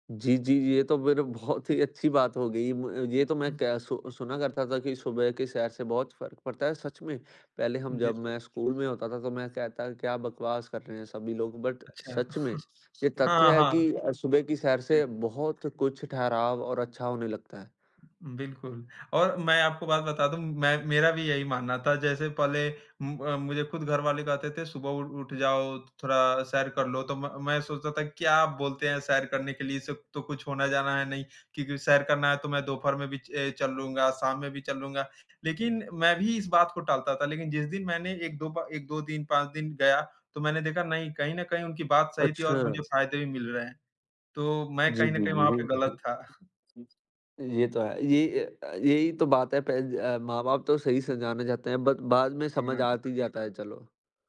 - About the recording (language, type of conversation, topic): Hindi, unstructured, आपके लिए सुबह की सैर बेहतर है या शाम की सैर?
- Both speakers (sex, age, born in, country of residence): male, 18-19, India, India; male, 18-19, India, India
- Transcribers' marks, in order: laughing while speaking: "बहुत ही"; other background noise; tapping; other noise; in English: "बट"; in English: "बट"; unintelligible speech